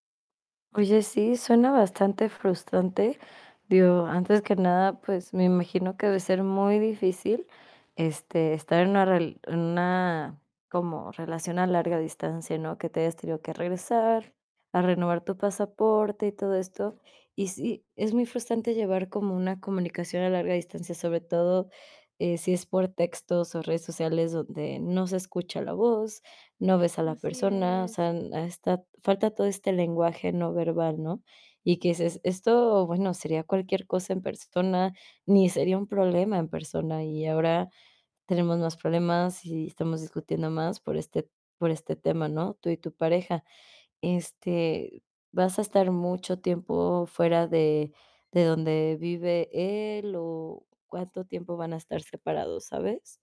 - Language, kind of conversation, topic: Spanish, advice, ¿Cómo manejas los malentendidos que surgen por mensajes de texto o en redes sociales?
- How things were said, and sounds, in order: distorted speech